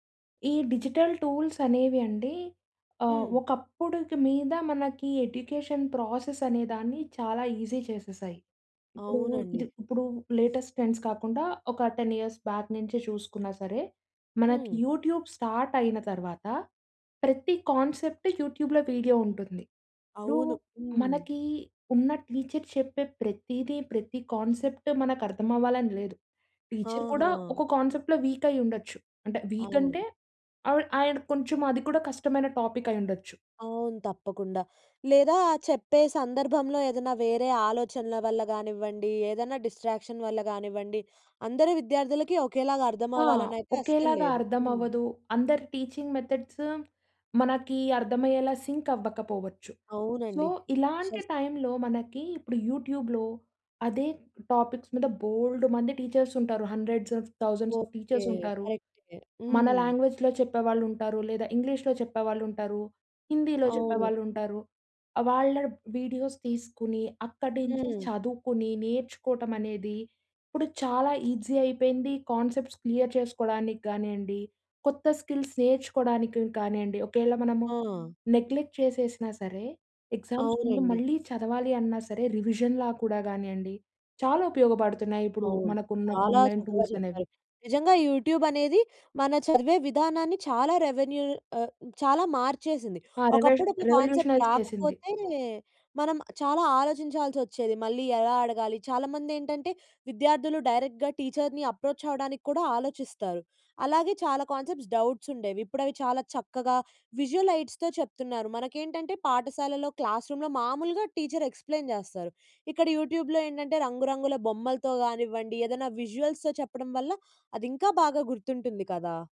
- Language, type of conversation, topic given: Telugu, podcast, డిజిటల్ సాధనాలు విద్యలో నిజంగా సహాయపడాయా అని మీరు భావిస్తున్నారా?
- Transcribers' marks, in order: other background noise; in English: "డిజిటల్ టూల్స్"; in English: "ఎడ్యుకేషన్ ప్రాసెస్"; in English: "ఈజీ"; in English: "లేటెస్ట్ ట్రెండ్స్"; in English: "టెన్ ఇయర్స్ బ్యాక్"; in English: "యూట్యూబ్ స్టార్ట్"; in English: "కాన్సెప్ట్ యూట్యూబ్‌లో"; in English: "టీచర్"; in English: "కాన్సెప్ట్"; in English: "టీచర్"; in English: "కాన్సెప్ట్‌లో వీక్"; in English: "వీక్"; in English: "టాపిక్"; in English: "డిస్ట్రాక్షన్"; in English: "వటీచింగ్ మెథడ్స్"; in English: "సింక్"; in English: "సో"; in English: "టైమ్‌లో"; in English: "యూట్యూబ్‌లో"; in English: "టాపిక్స్"; in English: "టీచర్స్"; in English: "హండ్రెడ్స్ ఆఫ్ థౌసండ్స్ ఆఫ్ టీచర్స్"; in English: "లాంగ్వేజ్‍లో"; in English: "వీడియోస్"; in English: "ఈజీ"; in English: "కాన్సెప్ట్స్ క్లియర్"; in English: "స్కిల్స్"; in English: "నెగ్లెక్ట్"; in English: "ఎగ్జామ్స్"; in English: "రివిజన్‍లా"; in English: "ఆన్‍లైన్ టూల్స్"; in English: "యూట్యూబ్"; in English: "రెవెన్యూ"; in English: "కాన్సెప్ట్"; in English: "రివెల్యూషనైజ్"; in English: "డైరెక్ట్‌గా టీచర్‌ని అప్రోచ్"; in English: "కాన్సెప్ట్స్ డౌట్స్"; in English: "విజువల్ లైట్స్‌తో"; in English: "క్లాస్ రూమ్‌లో"; in English: "టీచర్ ఎక్స్‌ప్లెయిన్"; in English: "యూట్యూబ్‍లో"; in English: "విజువల్స్‌తో"